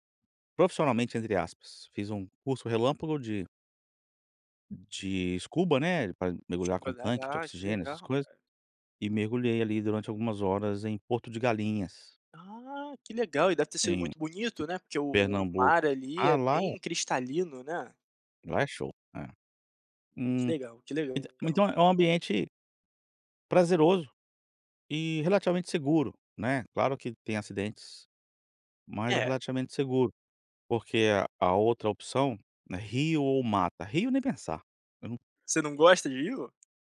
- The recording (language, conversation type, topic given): Portuguese, podcast, Você prefere o mar, o rio ou a mata, e por quê?
- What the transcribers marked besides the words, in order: tapping